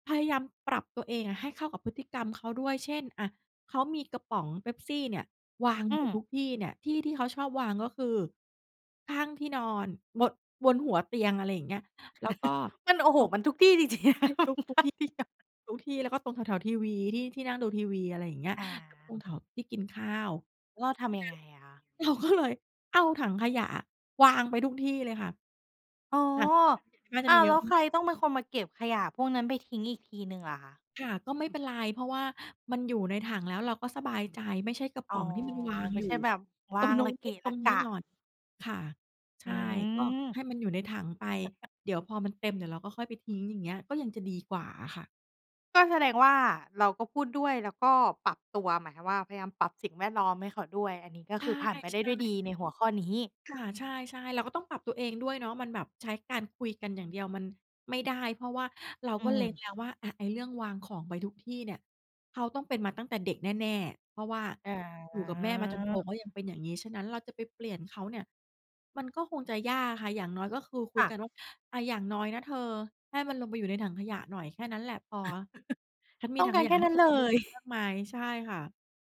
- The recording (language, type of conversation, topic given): Thai, podcast, คุณจะคุยเรื่องการตั้งขอบเขตกับคู่ชีวิตอย่างไรเพื่อไม่ให้กลายเป็นการทะเลาะกัน?
- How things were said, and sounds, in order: chuckle; laughing while speaking: "จริง ๆ"; laugh; other background noise; laughing while speaking: "เราก็เลย"; chuckle; drawn out: "อ๋อ"; chuckle